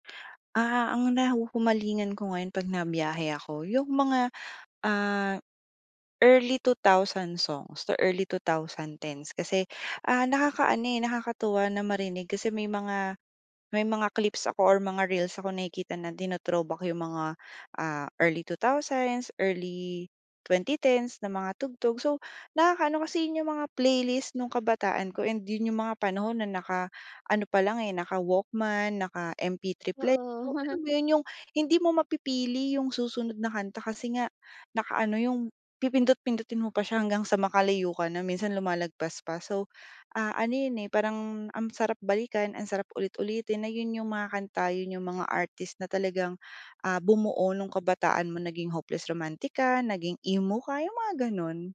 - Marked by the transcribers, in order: chuckle
- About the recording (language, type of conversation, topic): Filipino, podcast, Paano ninyo ginagamit ang talaan ng mga tugtugin para sa road trip o biyahe?